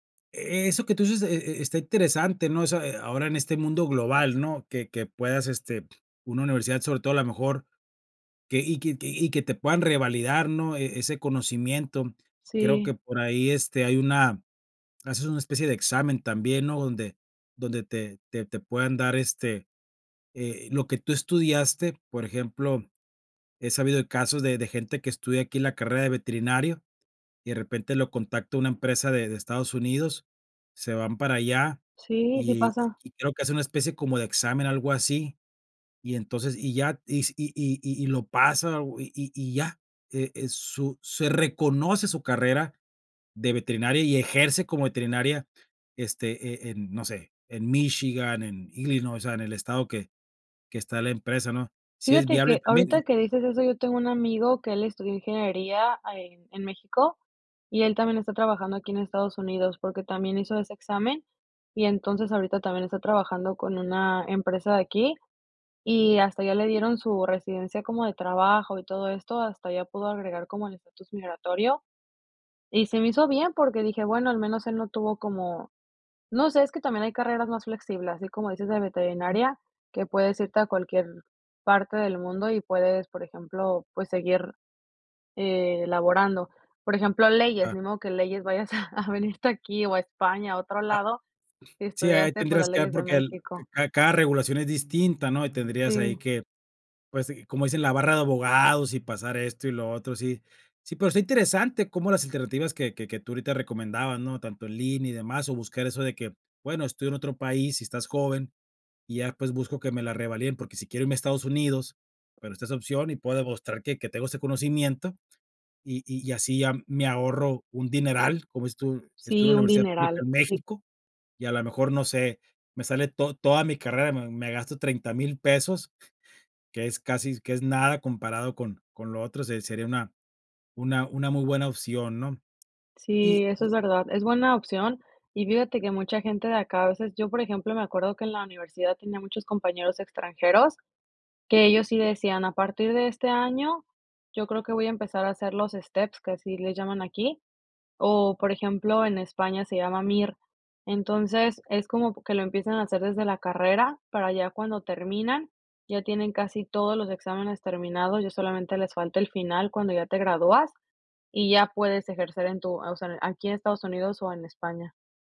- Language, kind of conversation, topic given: Spanish, podcast, ¿Qué opinas de endeudarte para estudiar y mejorar tu futuro?
- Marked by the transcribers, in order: laughing while speaking: "a a venirte aquí o a España"; other background noise; in English: "steps"